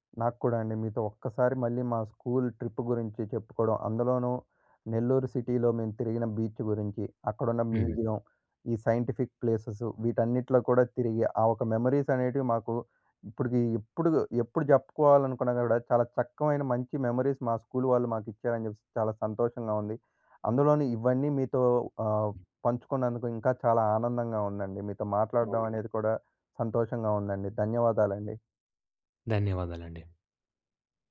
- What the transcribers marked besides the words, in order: in English: "స్కూల్ ట్రిప్"; in English: "సిటీలో"; in English: "బీచ్"; in English: "మ్యూజియం"; in English: "సైంటిఫిక్"; in English: "మెమరీస్"; in English: "మెమరీస్"; in English: "స్కూల్"; other noise; other background noise
- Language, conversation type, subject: Telugu, podcast, నీ ఊరికి వెళ్లినప్పుడు గుర్తుండిపోయిన ఒక ప్రయాణం గురించి చెప్పగలవా?